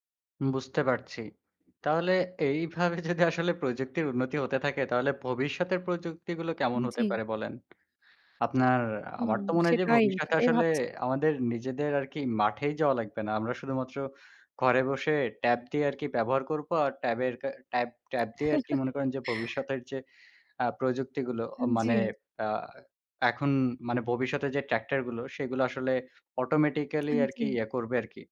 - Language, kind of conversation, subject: Bengali, unstructured, আপনার জীবনে প্রযুক্তির সবচেয়ে বড় পরিবর্তন কী?
- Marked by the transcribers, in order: scoff; horn; chuckle; tapping